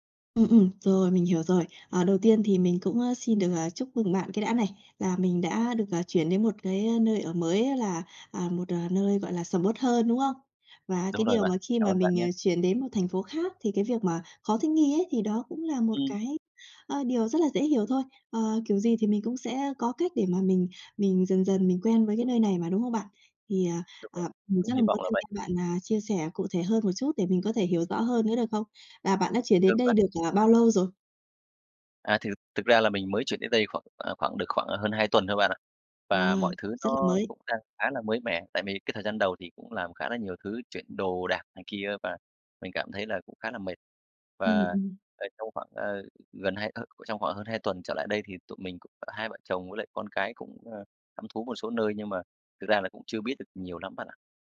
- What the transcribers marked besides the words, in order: tapping
- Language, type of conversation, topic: Vietnamese, advice, Làm sao để thích nghi khi chuyển đến một thành phố khác mà chưa quen ai và chưa quen môi trường xung quanh?